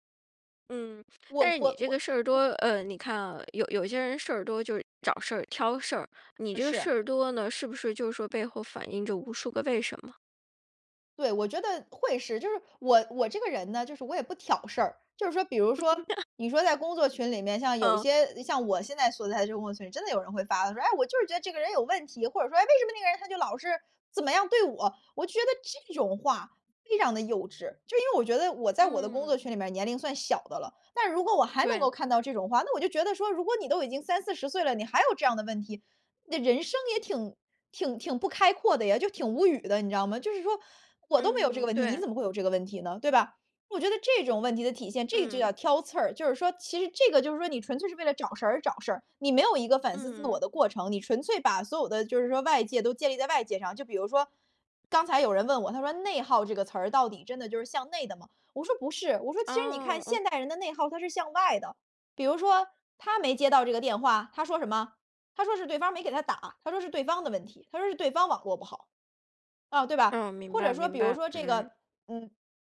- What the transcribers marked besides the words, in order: other background noise; laugh
- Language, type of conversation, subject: Chinese, podcast, 怎么在工作场合表达不同意见而不失礼？